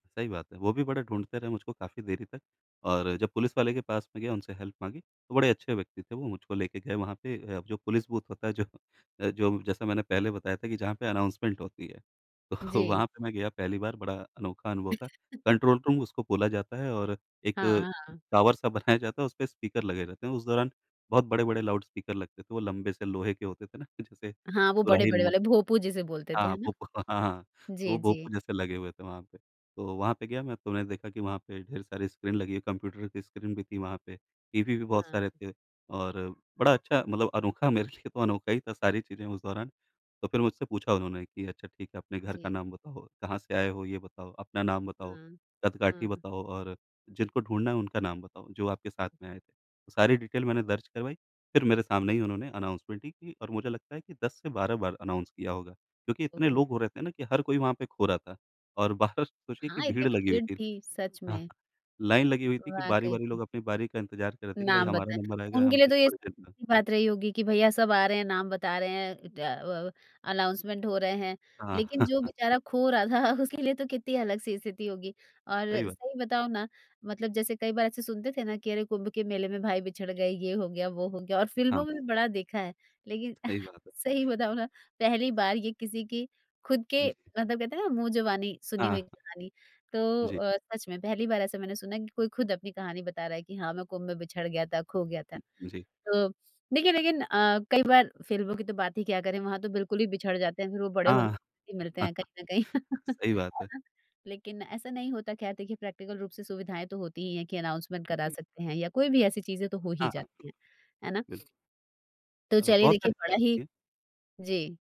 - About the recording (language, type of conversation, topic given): Hindi, podcast, कभी रास्ते में खो जाने का अनुभव कैसा रहा?
- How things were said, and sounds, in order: in English: "हेल्प"; in English: "अनाउंसमेंट"; laughing while speaking: "तो"; chuckle; in English: "कंट्रोल रूम"; laughing while speaking: "बनाया"; laughing while speaking: "मेरे लिए"; in English: "डिटेल"; in English: "अनाउंसमेंट"; in English: "अनाउंस"; tapping; unintelligible speech; unintelligible speech; in English: "अनाउंसमेंट"; laughing while speaking: "रहा था"; chuckle; chuckle; laughing while speaking: "सही बताऊँ ना"; other background noise; chuckle; in English: "प्रैक्टिकल"; in English: "अनाउंसमेंट"